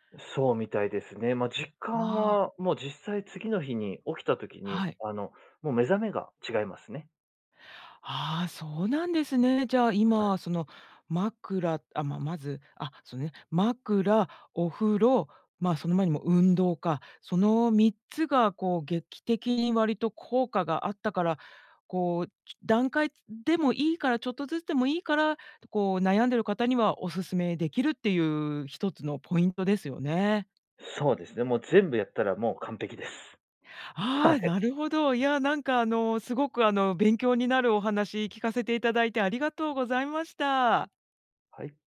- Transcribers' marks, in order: unintelligible speech; laughing while speaking: "はい"
- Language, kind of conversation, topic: Japanese, podcast, 睡眠の質を上げるために、普段どんな工夫をしていますか？